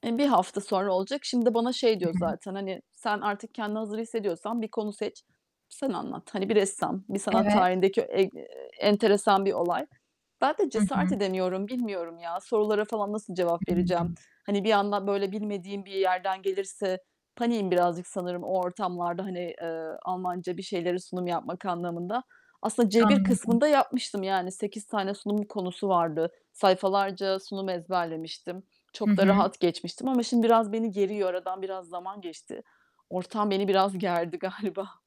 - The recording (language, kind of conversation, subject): Turkish, advice, Kalabalık ortamlarda enerjim düşüp yalnız hissediyorsam ne yapmalıyım?
- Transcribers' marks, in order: static; distorted speech; laughing while speaking: "galiba"